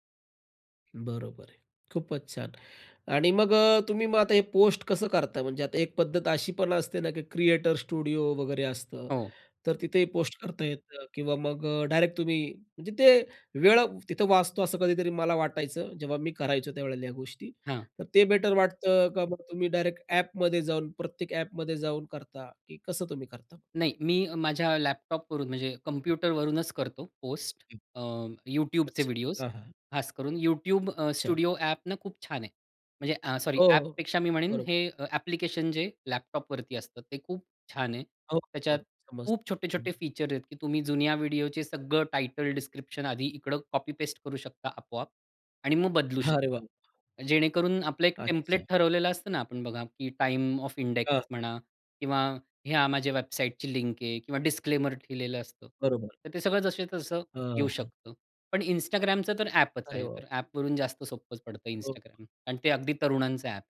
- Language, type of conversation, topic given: Marathi, podcast, तू सोशल मीडियावर तुझं काम कसं सादर करतोस?
- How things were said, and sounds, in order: other background noise; tapping; in English: "स्टुडिओ"; unintelligible speech; in English: "डिस्क्रिप्शन"; in English: "टाइम ऑफ इंडेक्स"; in English: "डिस्क्लेमर"; unintelligible speech